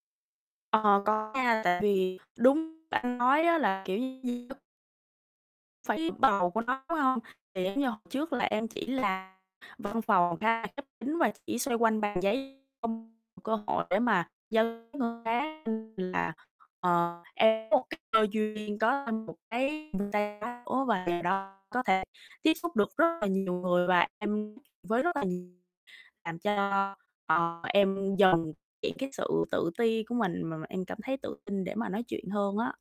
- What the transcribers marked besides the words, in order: distorted speech; static; tapping; unintelligible speech; unintelligible speech; unintelligible speech
- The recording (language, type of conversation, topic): Vietnamese, podcast, Làm sao để bắt chuyện với người lạ một cách tự nhiên?